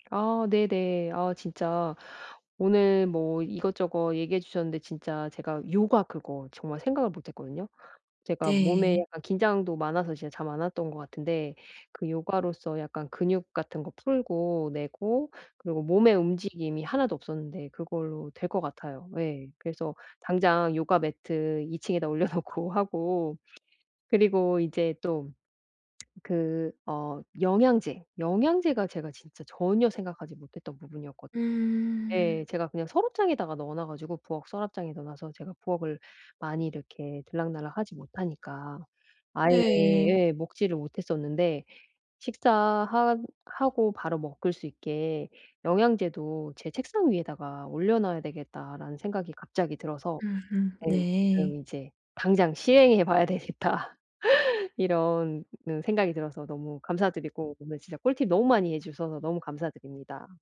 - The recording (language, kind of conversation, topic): Korean, advice, 피로와 동기 저하를 극복하고 운동을 꾸준히 하려면 어떻게 해야 하나요?
- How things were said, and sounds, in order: laughing while speaking: "놓고"; lip smack; laughing while speaking: "봐야 되겠다"; laugh